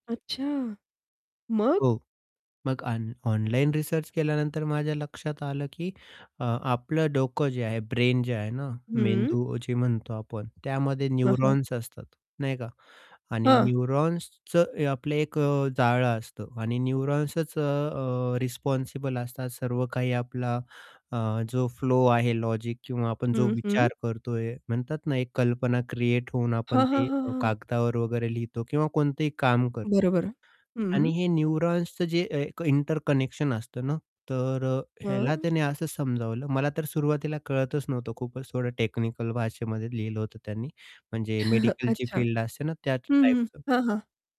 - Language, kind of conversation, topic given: Marathi, podcast, काहीही सुचत नसताना तुम्ही नोंदी कशा टिपता?
- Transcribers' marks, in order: in English: "ब्रेन"; in English: "न्यूरॉन्स"; in English: "न्यूरॉन्सचं"; in English: "न्यूरॉन्सचं"; in English: "रिस्पॉन्सिबल"; distorted speech; in English: "न्यूरॉन्सचं"; tapping; chuckle